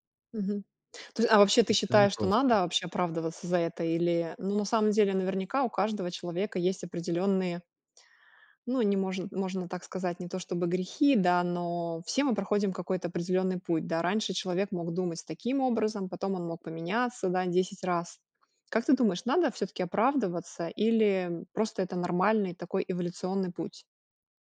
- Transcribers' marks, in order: none
- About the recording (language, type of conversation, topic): Russian, podcast, Что делать, если старые публикации портят ваш имидж?